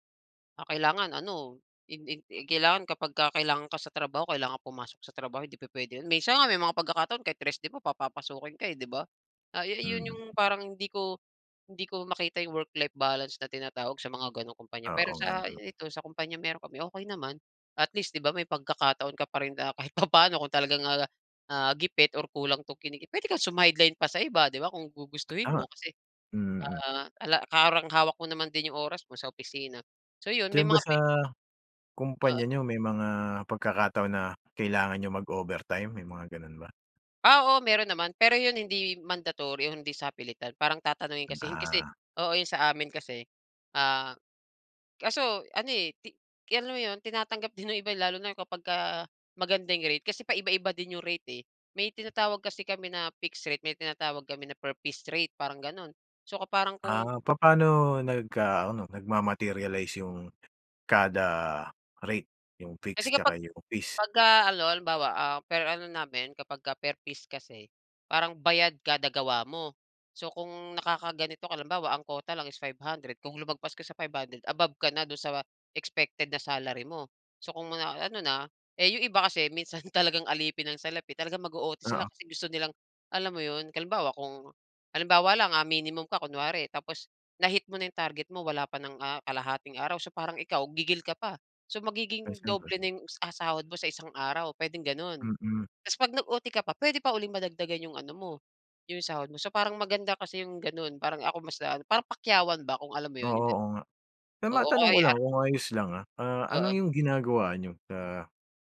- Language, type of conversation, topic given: Filipino, podcast, Paano mo pinangangalagaan ang oras para sa pamilya at sa trabaho?
- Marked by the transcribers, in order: laughing while speaking: "papano"; scoff; snort; unintelligible speech